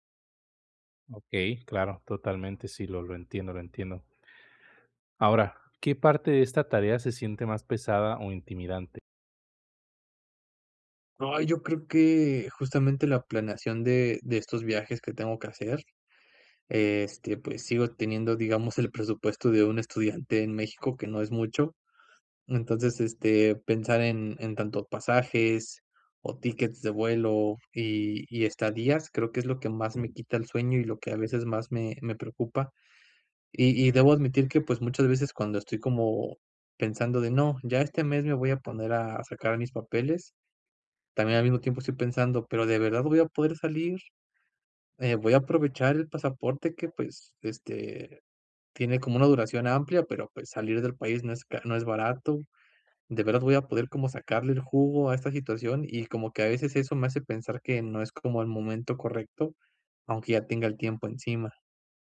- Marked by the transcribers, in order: none
- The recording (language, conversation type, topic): Spanish, advice, ¿Cómo puedo dejar de procrastinar y crear mejores hábitos?
- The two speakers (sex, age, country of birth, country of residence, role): male, 20-24, Mexico, Mexico, advisor; male, 30-34, Mexico, Mexico, user